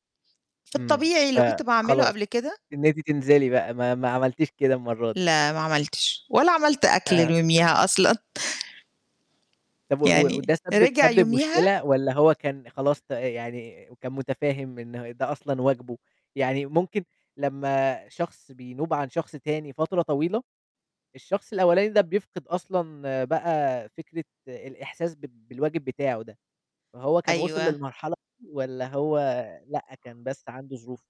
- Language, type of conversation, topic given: Arabic, podcast, إزاي تخلّي كل واحد في العيلة يبقى مسؤول عن مكانه؟
- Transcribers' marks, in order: laugh; laughing while speaking: "أصلًا"; tapping; unintelligible speech